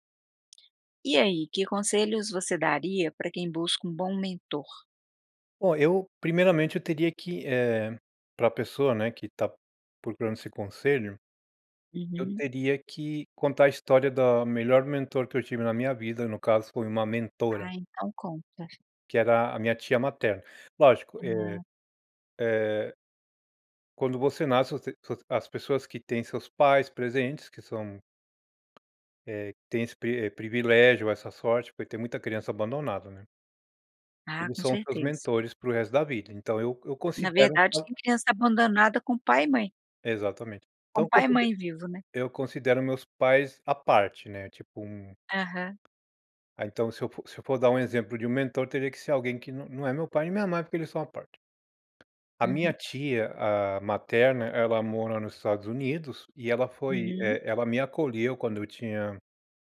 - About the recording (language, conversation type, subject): Portuguese, podcast, Que conselhos você daria a quem está procurando um bom mentor?
- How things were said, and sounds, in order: tapping; unintelligible speech